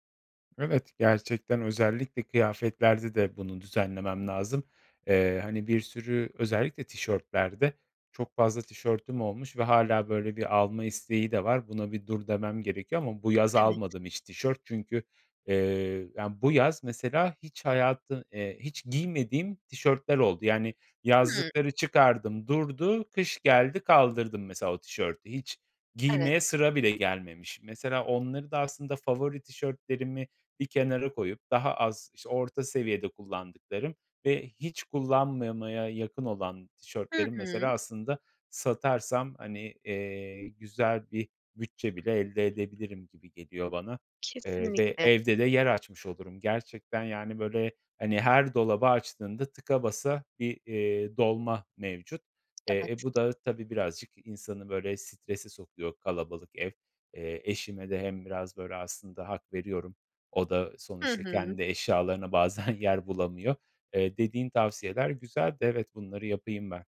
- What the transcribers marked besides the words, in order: other background noise; tapping; laughing while speaking: "bazen"
- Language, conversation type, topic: Turkish, advice, Evde gereksiz eşyalar birikiyor ve yer kalmıyor; bu durumu nasıl çözebilirim?